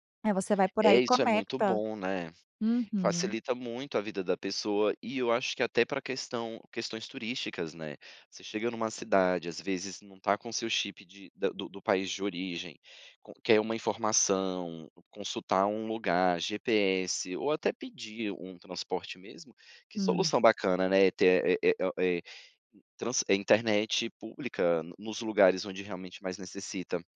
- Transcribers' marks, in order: none
- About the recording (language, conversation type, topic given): Portuguese, podcast, Como você criou uma solução criativa usando tecnologia?